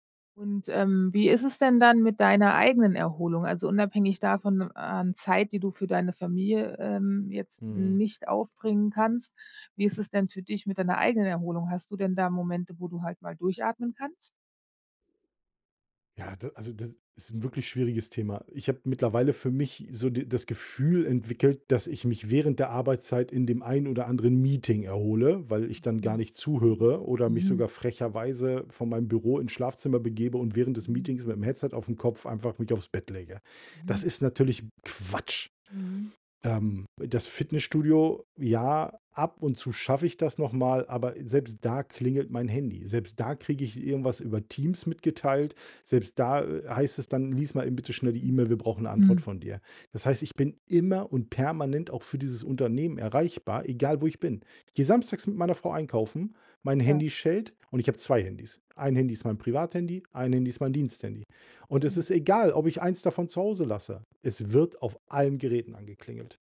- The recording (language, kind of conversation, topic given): German, advice, Wie viele Überstunden machst du pro Woche, und wie wirkt sich das auf deine Zeit mit deiner Familie aus?
- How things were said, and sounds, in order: stressed: "Quatsch"